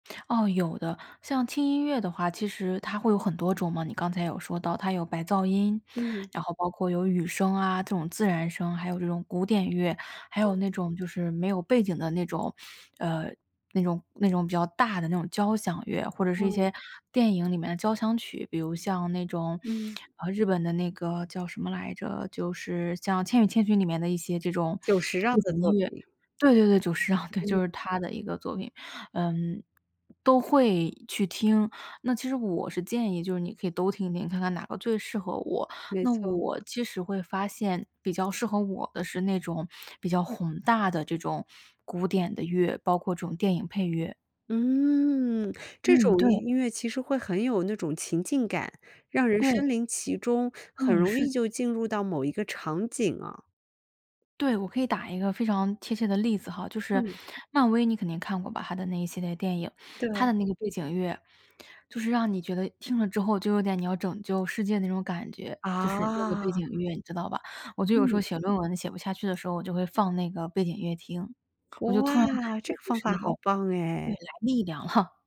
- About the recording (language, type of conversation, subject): Chinese, podcast, 音乐真的能疗愈心伤吗？
- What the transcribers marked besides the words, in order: none